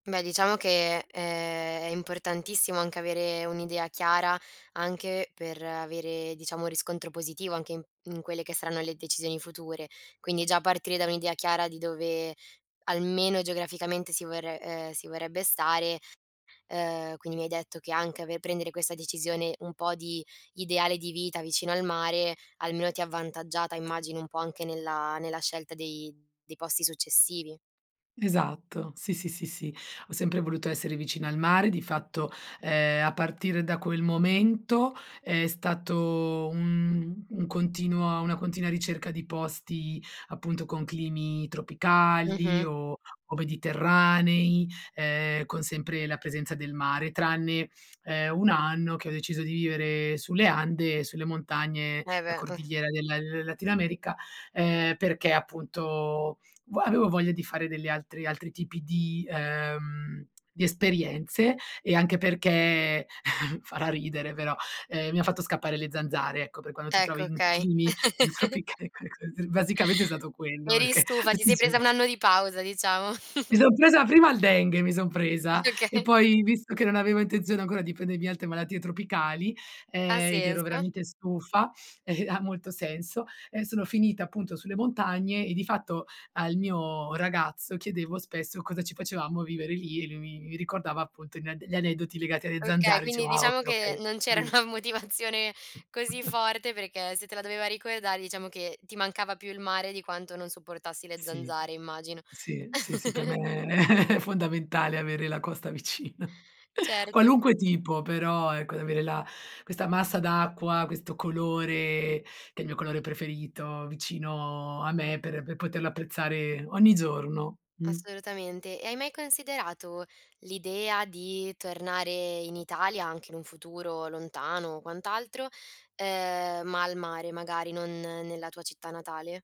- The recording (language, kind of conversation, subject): Italian, podcast, Che decisione ha segnato una svolta importante per te?
- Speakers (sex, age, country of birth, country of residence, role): female, 20-24, Italy, Italy, host; female, 40-44, Italy, Spain, guest
- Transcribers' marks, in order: tapping; in English: "Latin America"; unintelligible speech; chuckle; laughing while speaking: "tropicali"; unintelligible speech; chuckle; laughing while speaking: "tutti i giorni"; chuckle; laughing while speaking: "Okay"; chuckle; laughing while speaking: "una motivazione"; other background noise; chuckle; chuckle; laughing while speaking: "vicina"; chuckle